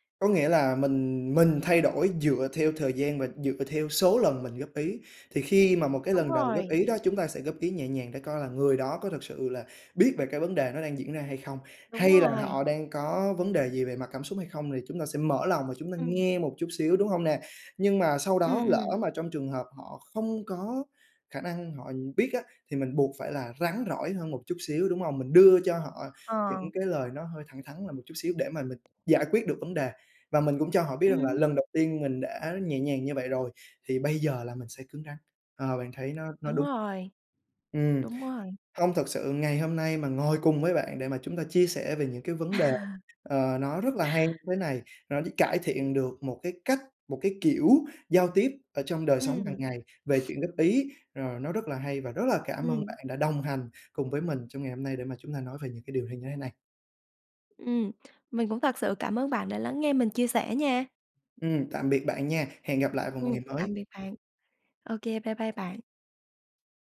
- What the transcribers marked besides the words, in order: tapping; other background noise; laugh
- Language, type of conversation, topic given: Vietnamese, podcast, Bạn thích được góp ý nhẹ nhàng hay thẳng thắn hơn?